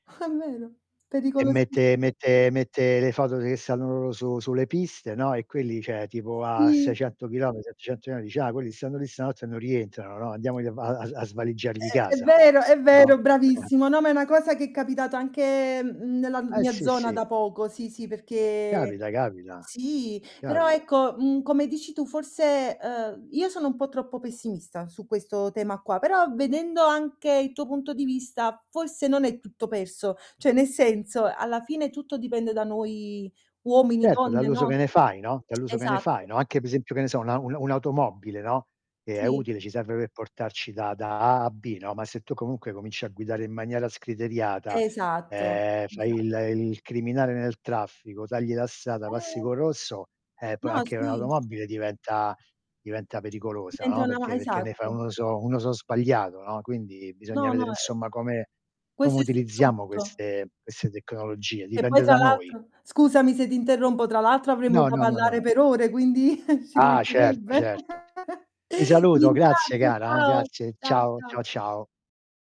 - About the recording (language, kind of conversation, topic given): Italian, unstructured, In che modo pensi che la tecnologia stia cambiando le nostre relazioni?
- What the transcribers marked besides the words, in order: distorted speech; "cioè" said as "ceh"; tapping; other background noise; "una" said as "na"; drawn out: "anche"; drawn out: "perché"; "cioè" said as "ceh"; drawn out: "noi"; tongue click; "parlare" said as "pallare"; laughing while speaking: "quindi"; chuckle